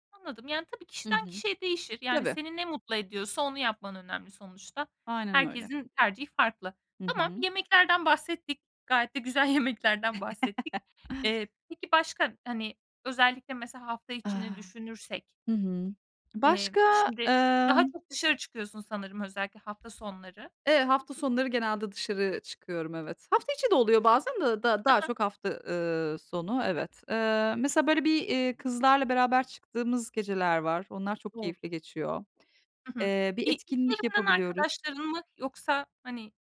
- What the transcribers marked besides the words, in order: laughing while speaking: "güzel"; chuckle; other background noise; tapping
- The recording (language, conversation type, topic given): Turkish, podcast, Akşamları kendine nasıl vakit ayırıyorsun?